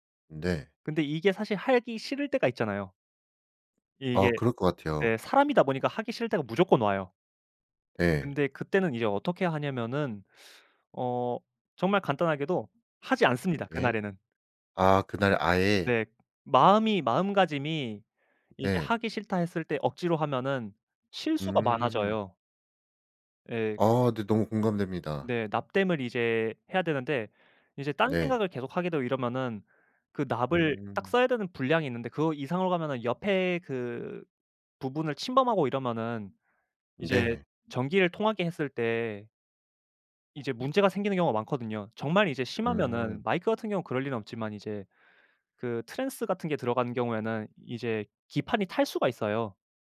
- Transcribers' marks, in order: "하기" said as "할기"; other background noise; tapping; in English: "trans"
- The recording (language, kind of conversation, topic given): Korean, podcast, 취미를 오래 유지하는 비결이 있다면 뭐예요?
- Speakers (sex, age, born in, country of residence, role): male, 25-29, South Korea, Japan, guest; male, 25-29, South Korea, South Korea, host